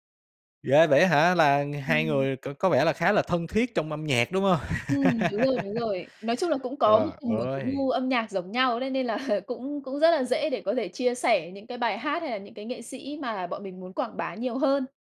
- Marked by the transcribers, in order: other background noise; laugh; tapping; laughing while speaking: "là"
- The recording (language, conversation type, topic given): Vietnamese, podcast, Bạn khám phá nghệ sĩ mới qua mạng hay qua bạn bè nhiều hơn?
- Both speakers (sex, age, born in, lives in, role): female, 30-34, Vietnam, Malaysia, guest; male, 25-29, Vietnam, Vietnam, host